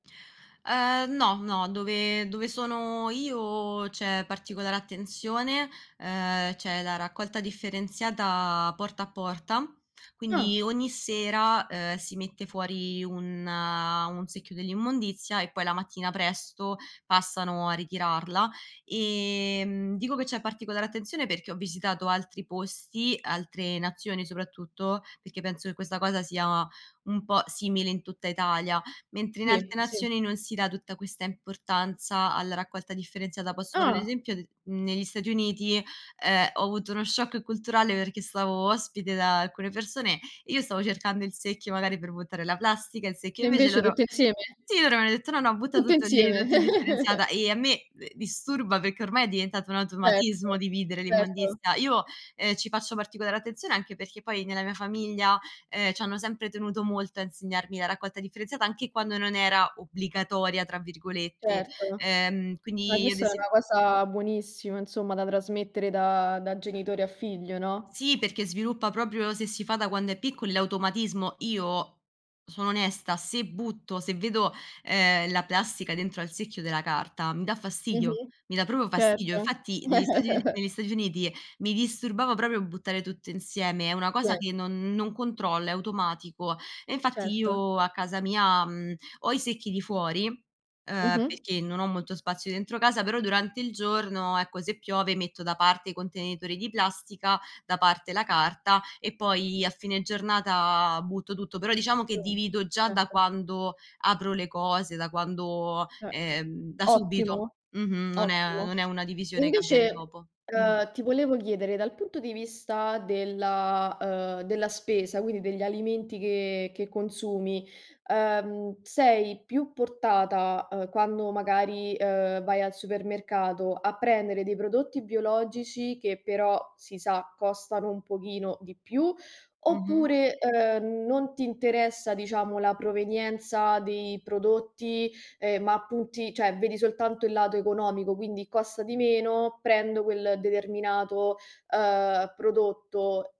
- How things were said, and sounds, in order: other background noise; "sì" said as "tì"; tapping; chuckle; "proprio" said as "propio"; "proprio" said as "propo"; chuckle; "proprio" said as "propio"; unintelligible speech; unintelligible speech; "punti" said as "puti"; "cioè" said as "ceh"
- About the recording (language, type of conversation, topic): Italian, podcast, Quali piccoli gesti fai ogni giorno per l’ambiente?